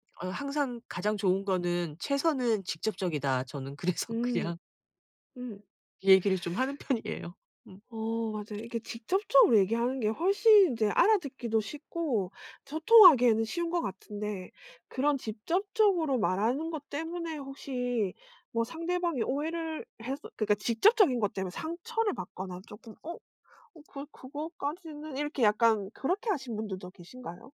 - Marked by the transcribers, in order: laughing while speaking: "그래서 그냥"; tapping; laughing while speaking: "편이에요"; other background noise
- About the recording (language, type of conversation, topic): Korean, podcast, 평소에는 곧장 말하는 것이 더 편하신가요, 아니면 돌려 말하는 것이 더 편하신가요?